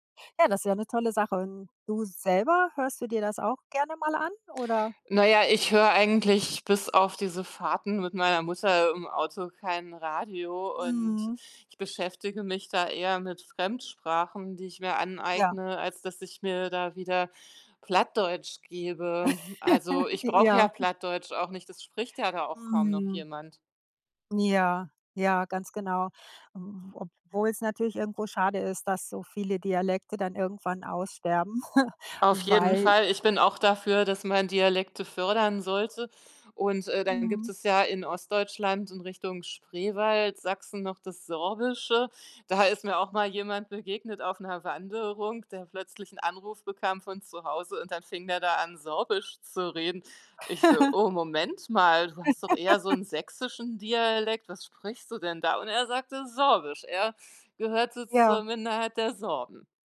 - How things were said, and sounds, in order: other background noise; laugh; chuckle; chuckle; laugh
- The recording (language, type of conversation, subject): German, podcast, Welche Sprachen oder Dialekte wurden früher bei euch zu Hause gesprochen?